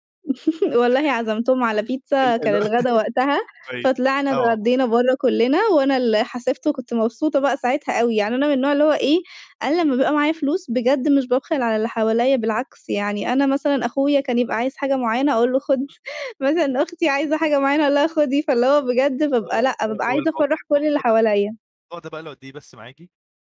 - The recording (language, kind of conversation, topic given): Arabic, podcast, إزاي تحطّ حدود مع العيلة من غير ما حد يزعل؟
- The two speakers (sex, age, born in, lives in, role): female, 25-29, Egypt, Italy, guest; male, 25-29, Egypt, Egypt, host
- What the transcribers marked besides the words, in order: laugh; laughing while speaking: "ال اللي هو"; laugh; chuckle